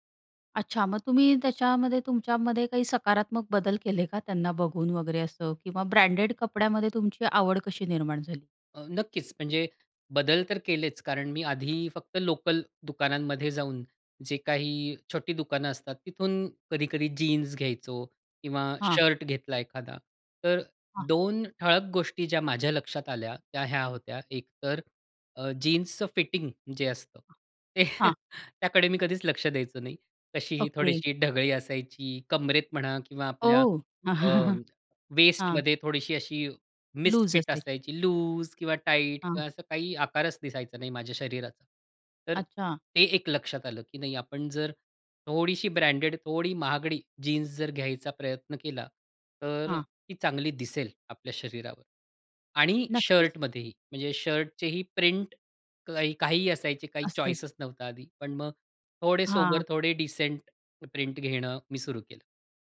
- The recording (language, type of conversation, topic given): Marathi, podcast, सामाजिक माध्यमांमुळे तुमची कपड्यांची पसंती बदलली आहे का?
- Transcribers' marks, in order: tapping; chuckle; other background noise; surprised: "ओह"; chuckle; in English: "मिसफिट"; in English: "चॉइसेस"; in English: "सोबर"